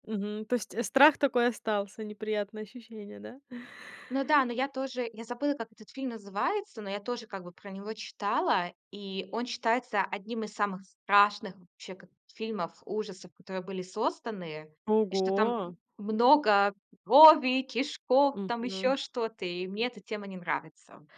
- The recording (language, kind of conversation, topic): Russian, podcast, Какие жанры ты раньше не понимал(а), а теперь полюбил(а)?
- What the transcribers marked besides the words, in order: none